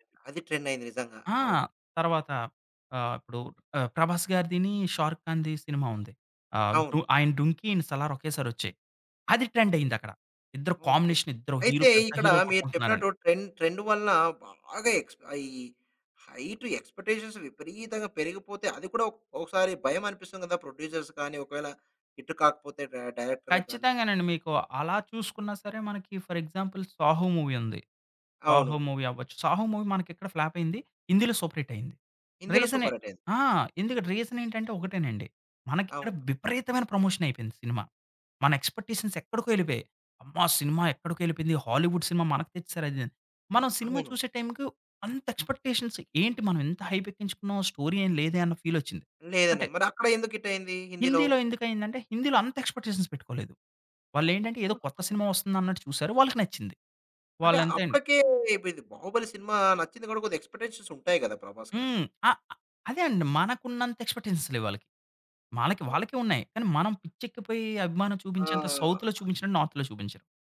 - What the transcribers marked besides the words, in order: in English: "ట్రెండ్"; in English: "ట్రెండ్"; in English: "కాంబినేషన్"; in English: "హీరో"; in English: "ట్రెండ్, ట్రెండ్"; in English: "ఎక్స్‌పెక్టేషన్స్"; in English: "ప్రొడ్యూసర్స్"; in English: "హిట్"; in English: "డ డైరెక్టర్‌లకి"; in English: "ఫర్ ఎగ్జాంపుల్"; in English: "మూవీ"; in English: "మూవీ"; in English: "మూవీ"; in English: "ఫ్లాప్"; in English: "సూపర్ హిట్"; in English: "సూపర్ హిట్"; in English: "రీజన్"; in English: "ప్రమోషన్"; in English: "ఎక్స్‌పెక్టేషన్స్"; in English: "హాలీవుడ్"; in English: "ఎక్స్‌పెక్టేషన్స్"; in English: "హైప్"; in English: "స్టోరీ"; in English: "ఫీల్"; in English: "హిట్"; in English: "ఎక్స్‌పెక్టేషన్స్"; in English: "ఎక్స్‌పెక్టేషన్స్"; in English: "ఎక్స్‌పెక్టేషన్స్"; other background noise; in English: "సౌత్‌లో"; in English: "నార్త్‌లో"
- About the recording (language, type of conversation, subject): Telugu, podcast, సోషల్ మీడియా ట్రెండ్‌లు మీ సినిమా ఎంపికల్ని ఎలా ప్రభావితం చేస్తాయి?